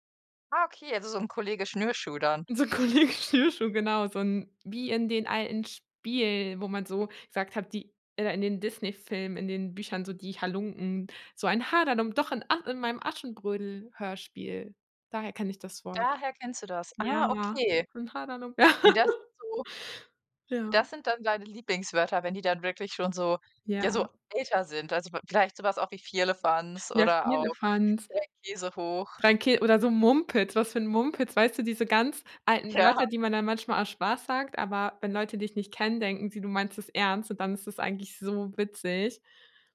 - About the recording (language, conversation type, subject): German, podcast, Was möchtest du aus deiner Kultur unbedingt weitergeben?
- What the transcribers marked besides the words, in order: other background noise; laughing while speaking: "So 'n Kollege Schnürschuh"; laughing while speaking: "Ja"; giggle; laughing while speaking: "Ja"; stressed: "so"